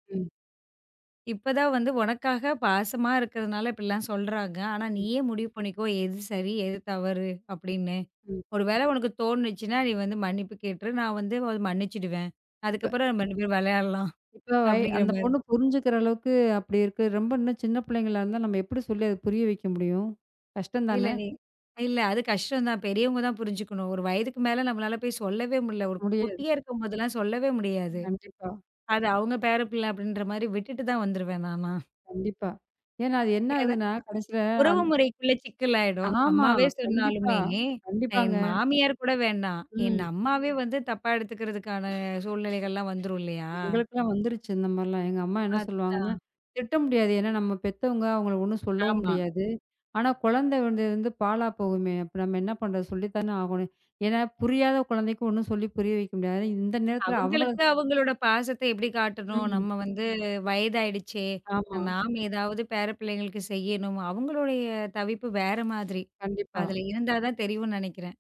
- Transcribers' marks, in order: other background noise; unintelligible speech; other noise; unintelligible speech; tapping
- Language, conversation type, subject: Tamil, podcast, பிள்ளைகளிடம் எல்லைகளை எளிதாகக் கற்பிப்பதற்கான வழிகள் என்னென்ன என்று நீங்கள் நினைக்கிறீர்கள்?